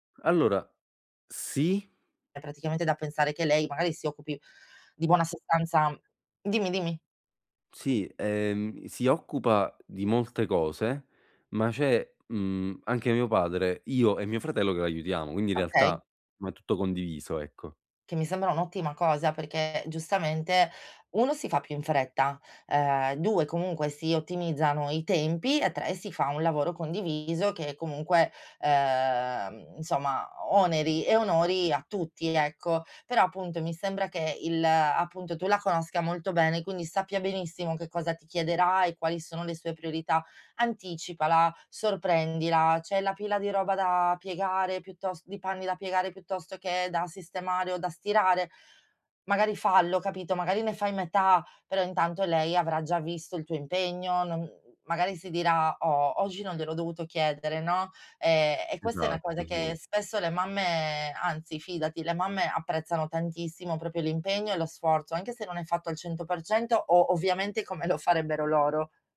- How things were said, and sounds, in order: "c'è" said as "sciè"; "oggi" said as "ogi"; "proprio" said as "propio"
- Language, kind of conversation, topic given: Italian, advice, Come posso ridurre le distrazioni domestiche per avere più tempo libero?